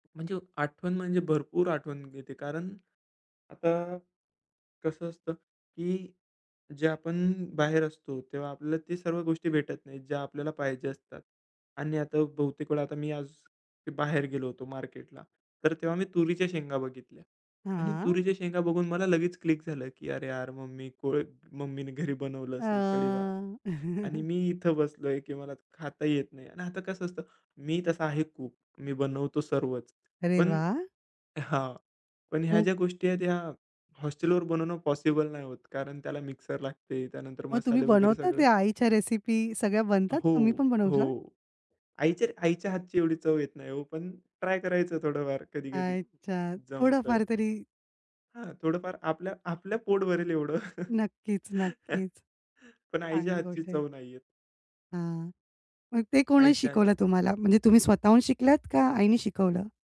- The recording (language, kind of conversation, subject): Marathi, podcast, कोणत्या वासाने तुला लगेच घर आठवतं?
- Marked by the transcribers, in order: other noise; tapping; other background noise; chuckle; laughing while speaking: "एवढं"; chuckle